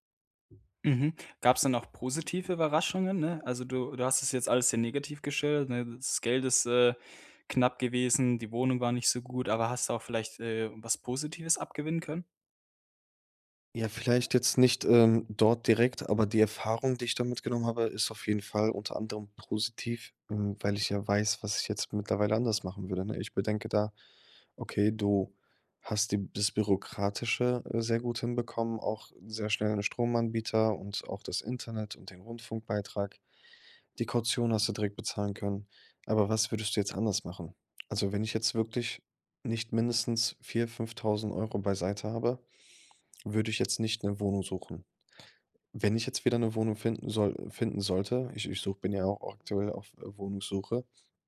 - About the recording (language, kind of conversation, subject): German, podcast, Wie war dein erster großer Umzug, als du zum ersten Mal allein umgezogen bist?
- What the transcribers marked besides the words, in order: none